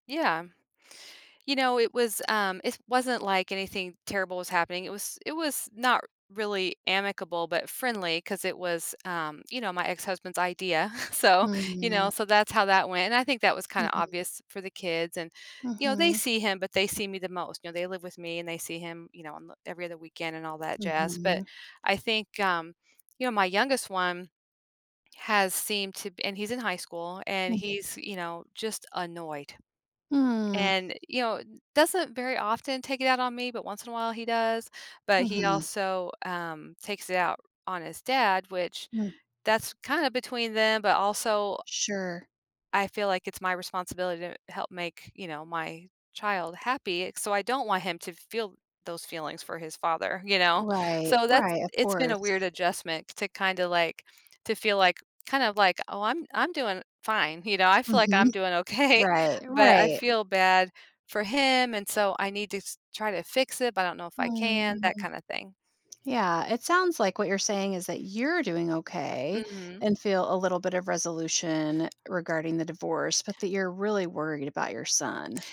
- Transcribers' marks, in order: chuckle; laughing while speaking: "okay"; stressed: "you're"
- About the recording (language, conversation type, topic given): English, advice, How can I adjust to single life and take care of my emotional well-being after divorce?
- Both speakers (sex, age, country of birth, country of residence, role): female, 50-54, United States, United States, advisor; female, 55-59, United States, United States, user